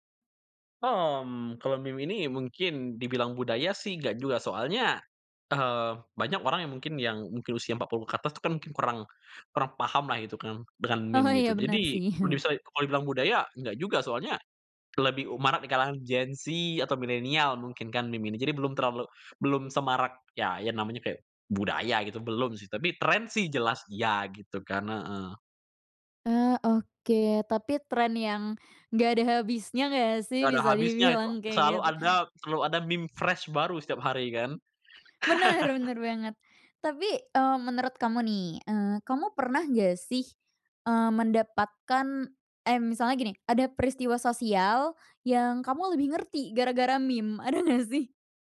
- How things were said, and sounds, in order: laughing while speaking: "Oh"; chuckle; laughing while speaking: "Bisa dibilang kaya gitu"; other background noise; in English: "fresh"; laughing while speaking: "Bener"; laugh; tapping; laughing while speaking: "ada nggak sih?"
- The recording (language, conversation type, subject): Indonesian, podcast, Mengapa menurutmu meme bisa menjadi alat komentar sosial?